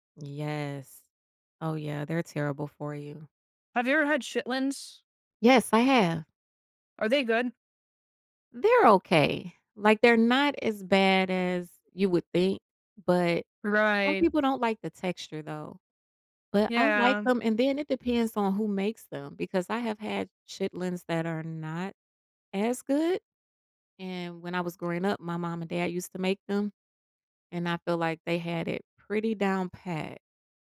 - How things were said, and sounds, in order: none
- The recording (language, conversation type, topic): English, unstructured, How do I balance tasty food and health, which small trade-offs matter?